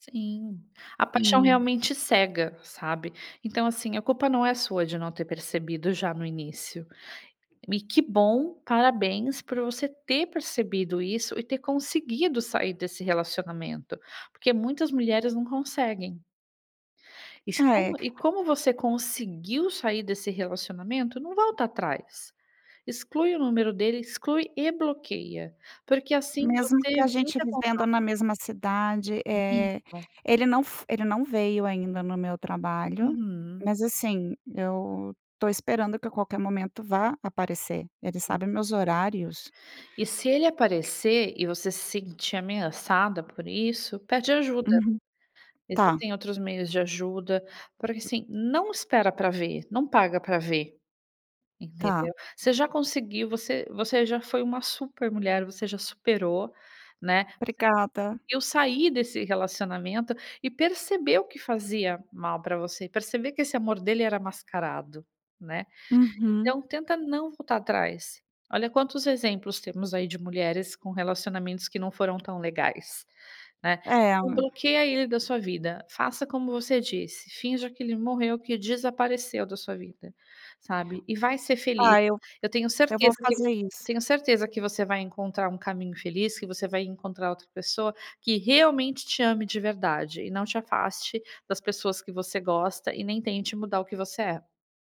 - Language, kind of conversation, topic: Portuguese, advice, Como você está lidando com o fim de um relacionamento de longo prazo?
- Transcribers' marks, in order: other background noise; unintelligible speech; tapping